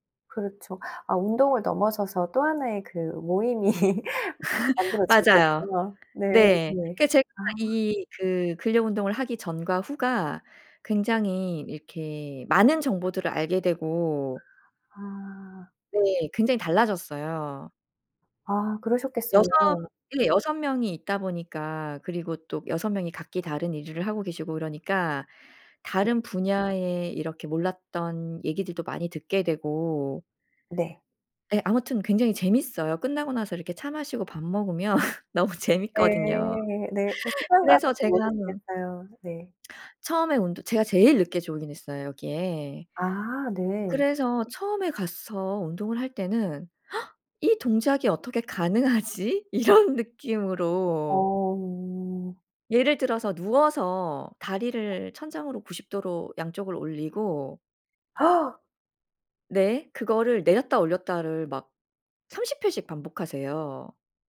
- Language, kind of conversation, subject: Korean, podcast, 규칙적인 운동 루틴은 어떻게 만드세요?
- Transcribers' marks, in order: laughing while speaking: "모임이"; laugh; other background noise; tapping; laugh; laughing while speaking: "너무 재미있거든요"; in English: "조인했어요"; gasp; laughing while speaking: "가능하지?‘ 이런"; gasp